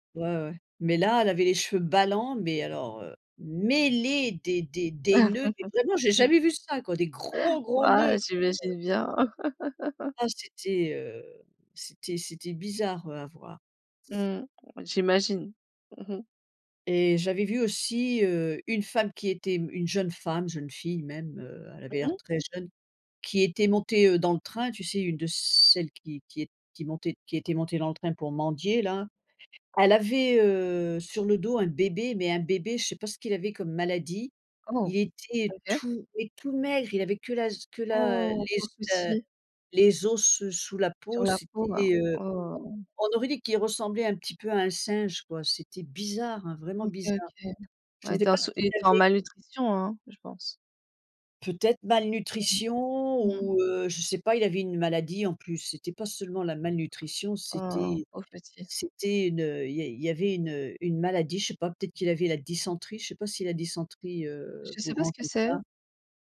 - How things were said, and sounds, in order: stressed: "mêlés"; laugh; stressed: "gros"; laugh; other background noise; tapping; other noise; stressed: "bizarre"
- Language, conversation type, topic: French, unstructured, Qu’est-ce qui rend un voyage vraiment inoubliable ?